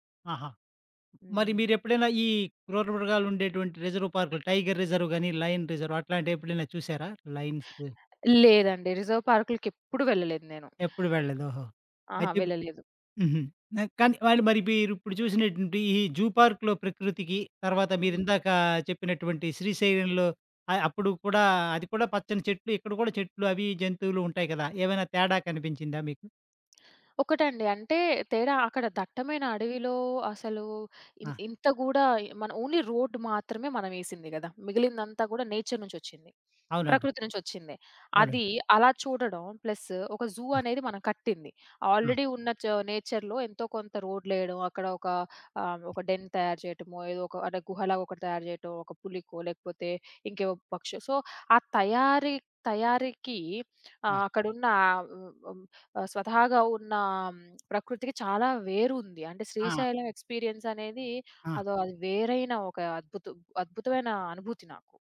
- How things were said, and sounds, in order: other background noise; in English: "రిజర్వ్"; in English: "టైగర్ రిజర్వ్"; in English: "లయన్ రిజర్వ్"; in English: "లయన్స్"; tapping; in English: "రిజర్వ్"; in English: "జూ పా‌ర్క్‌లో"; in English: "ఓన్లీ"; in English: "నేచర్"; in English: "జూ"; in English: "ఆల్రెడీ"; in English: "నేచర్‌లో"; in English: "డెన్"; in English: "సో"
- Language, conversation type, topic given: Telugu, podcast, ప్రకృతిలో ఉన్నప్పుడు శ్వాసపై దృష్టి పెట్టడానికి మీరు అనుసరించే ప్రత్యేకమైన విధానం ఏమైనా ఉందా?